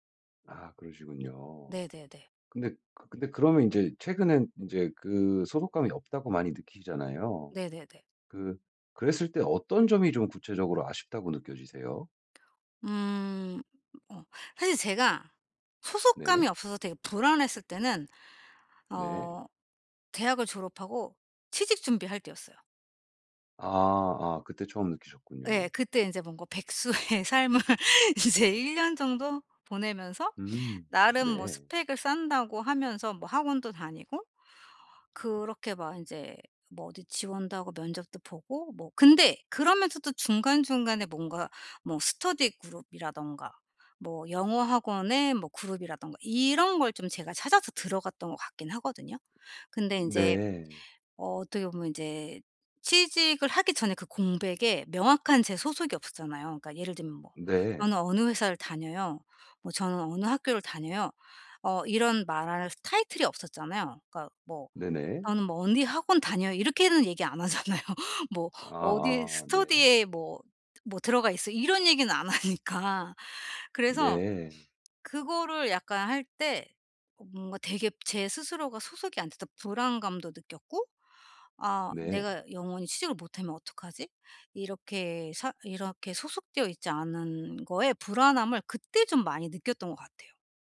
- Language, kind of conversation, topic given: Korean, advice, 소속감을 잃지 않으면서도 제 개성을 어떻게 지킬 수 있을까요?
- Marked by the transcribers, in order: other background noise; tapping; laughing while speaking: "백수의 삶을 이제"; laughing while speaking: "안 하잖아요"; laughing while speaking: "안 하니까"